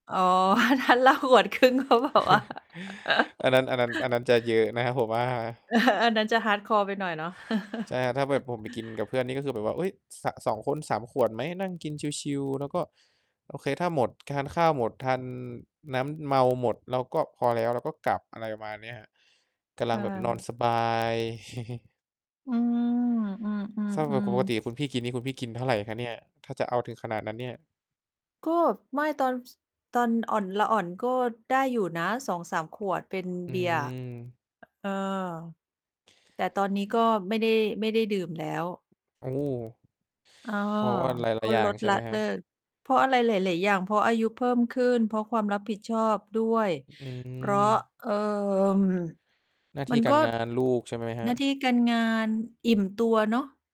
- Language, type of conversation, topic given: Thai, unstructured, คุณจัดการกับความเครียดจากงานอย่างไร?
- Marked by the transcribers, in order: chuckle; laughing while speaking: "ถ้าเหล้า หนึ่ง ขวดครึ่ง เขาบอกว่า"; chuckle; distorted speech; laugh; laughing while speaking: "นะ"; chuckle; in English: "hardcore"; laugh; chuckle; tapping